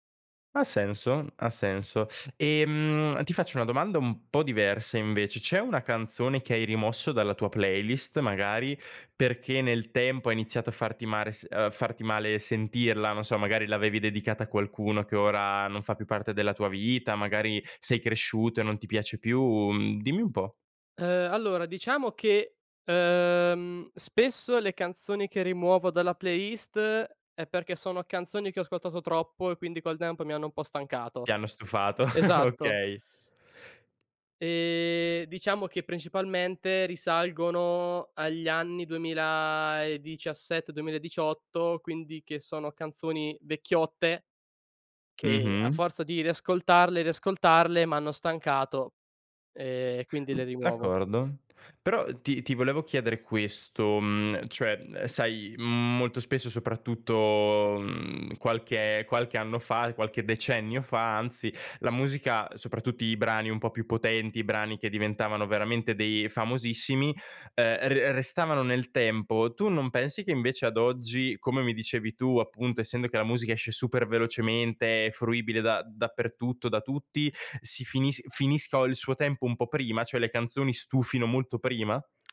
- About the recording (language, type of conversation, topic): Italian, podcast, Che playlist senti davvero tua, e perché?
- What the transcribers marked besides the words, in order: chuckle